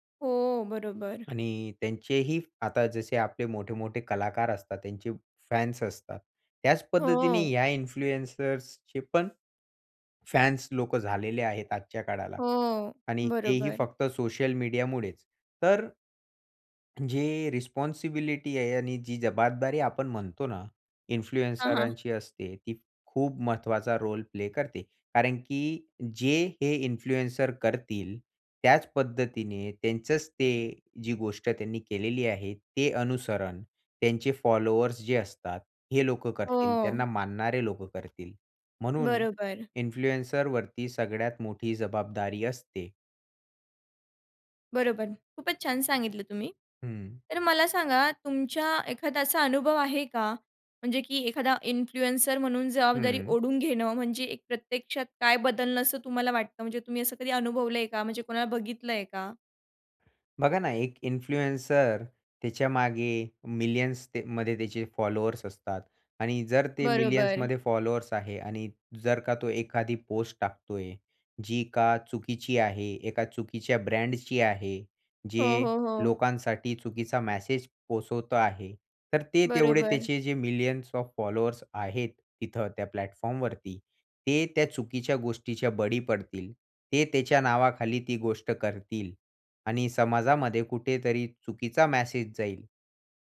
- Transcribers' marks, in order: in English: "इन्फ्लुएन्सर्सचे"; in English: "रिस्पॉन्सिबिलिटी"; in English: "इन्फ्लुएन्सरांची"; in English: "रोल"; in English: "इन्फ्लुएन्सर"; in English: "इन्फ्लुएन्सरवरती"; tapping; in English: "इन्फ्लुएन्सर"; in English: "इन्फ्लुएन्सर"; in English: "ऑफ"; in English: "प्लॅटफॉर्म"
- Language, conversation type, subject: Marathi, podcast, इन्फ्लुएन्सर्सकडे त्यांच्या कंटेंटबाबत कितपत जबाबदारी असावी असं तुम्हाला वाटतं?